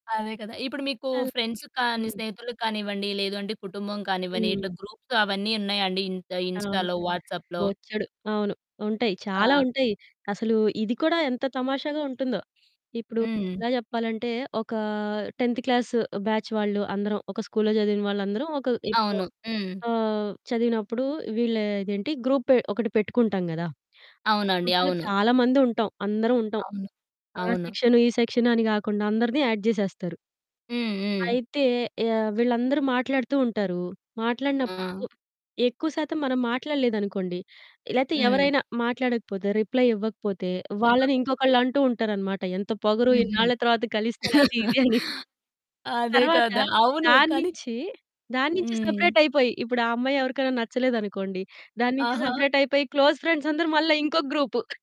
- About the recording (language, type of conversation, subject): Telugu, podcast, వాయిస్ సందేశాలు పంపడం, పాఠ్య సందేశాలు పంపడం—మీకు ఏది ఎక్కువగా ఇష్టం?
- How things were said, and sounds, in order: in English: "ఫ్రెండ్స్"; other background noise; in English: "గ్రూప్స్"; in English: "ఇన్ ఇన్‌స్టాలో, వాట్సాప్‌లో"; in English: "టెన్త్"; in English: "బ్యాచ్"; in English: "గ్రూప్‌లో"; in English: "సెక్షన్"; in English: "సెక్షన్"; in English: "యాడ్"; in English: "రిప్లై"; laugh; chuckle; in English: "సెపరేట్"; in English: "సెపరేట్"; in English: "క్లోజ్ ఫ్రెండ్స్"